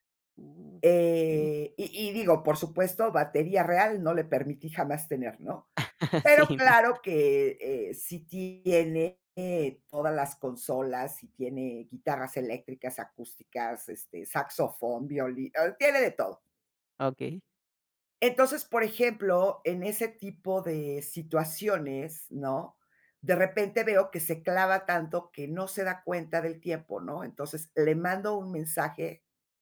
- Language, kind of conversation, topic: Spanish, podcast, ¿Cómo decides cuándo llamar en vez de escribir?
- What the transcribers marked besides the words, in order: drawn out: "Eh"; laugh; other background noise